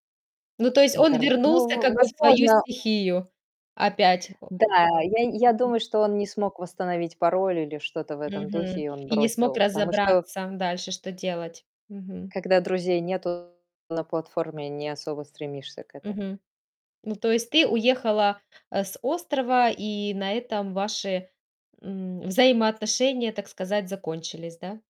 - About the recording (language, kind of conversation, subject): Russian, podcast, Какое знакомство с местными запомнилось вам навсегда?
- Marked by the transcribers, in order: distorted speech; tapping; static; other background noise